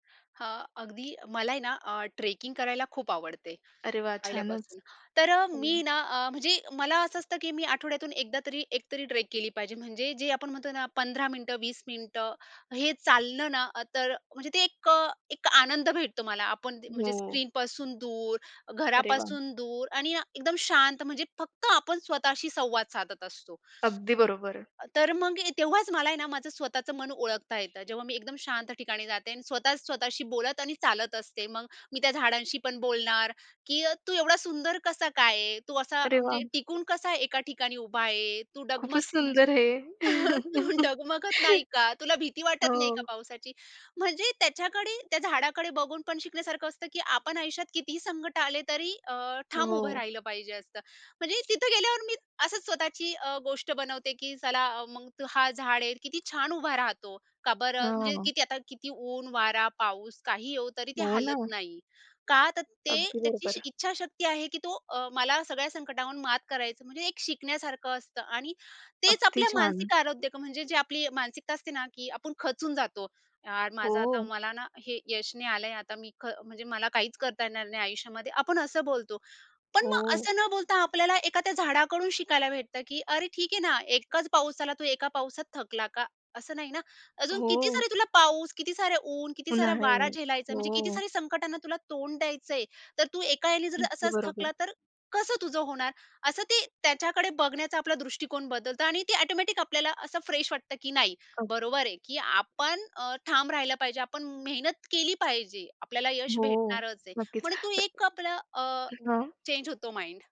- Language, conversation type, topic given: Marathi, podcast, निसर्गात वेळ घालवल्याने मानसिक आरोग्यावर काय फरक पडतो?
- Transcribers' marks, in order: in English: "ट्रेकिंग"; in English: "ट्रेक"; in English: "स्क्रीनपासून"; other background noise; laughing while speaking: "तू डगमगत"; laugh; "आरोग्य" said as "आरोध्य"; in English: "ऑटोमॅटिक"; in English: "फ्रेश"; in English: "चेंज"; in English: "माइंड"